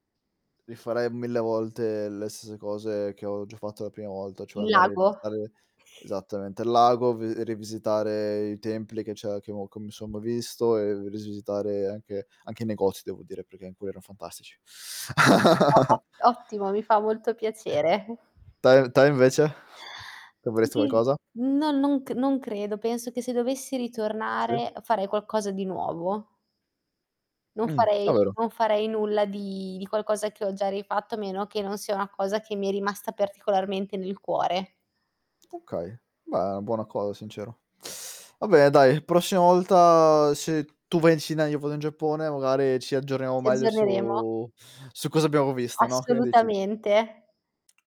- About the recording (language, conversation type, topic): Italian, unstructured, Qual è il viaggio più bello che hai fatto?
- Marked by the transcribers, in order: static; distorted speech; other noise; other background noise; "rivisitare" said as "risisitare"; unintelligible speech; chuckle; unintelligible speech; teeth sucking; drawn out: "su"; tapping